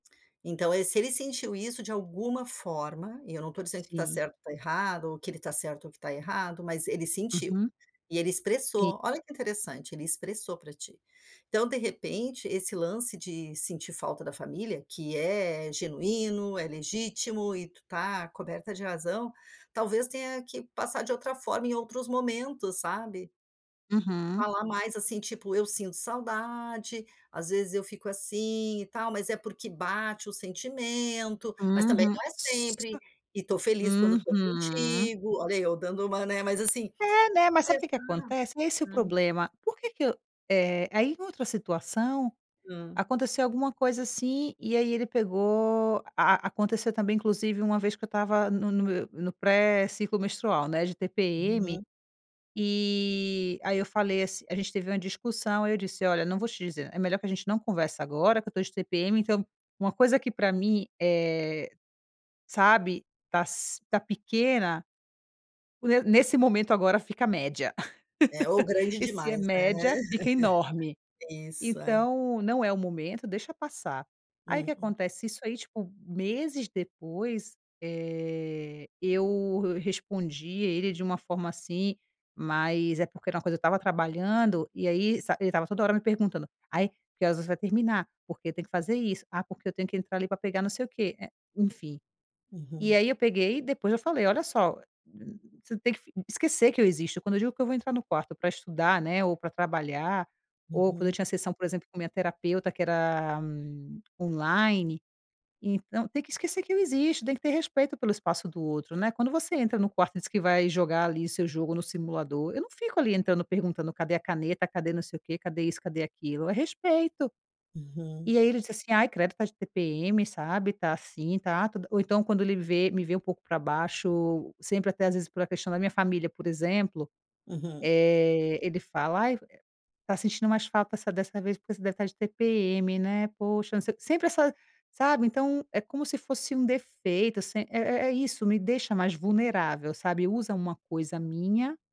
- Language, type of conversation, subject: Portuguese, advice, Como posso expressar minhas necessidades emocionais sem me sentir vulnerável?
- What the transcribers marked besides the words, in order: other noise; tapping; laugh; laugh; unintelligible speech; unintelligible speech